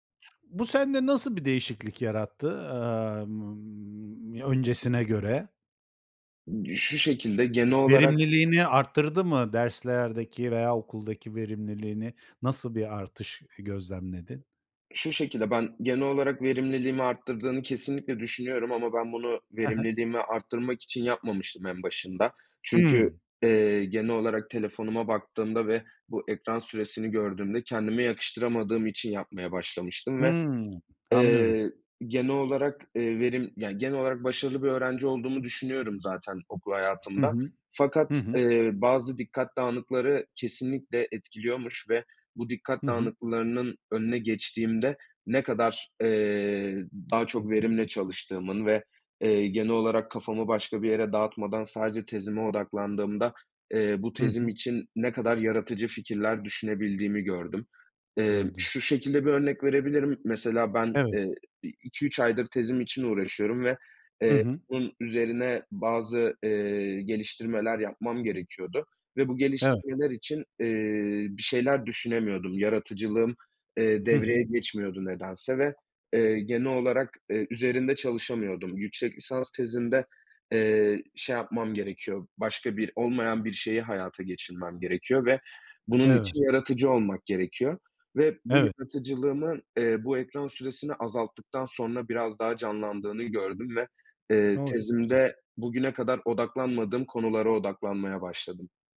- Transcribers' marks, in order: other background noise; tapping
- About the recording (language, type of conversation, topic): Turkish, podcast, Ekran süresini azaltmak için ne yapıyorsun?